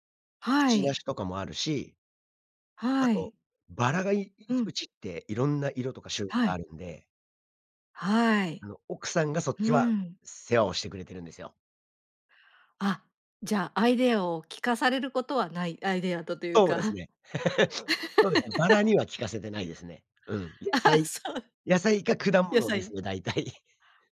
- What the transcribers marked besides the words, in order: chuckle; unintelligible speech; laugh; laughing while speaking: "あ、そう"; laughing while speaking: "大体"
- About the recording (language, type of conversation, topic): Japanese, podcast, アイデアをどのように書き留めていますか？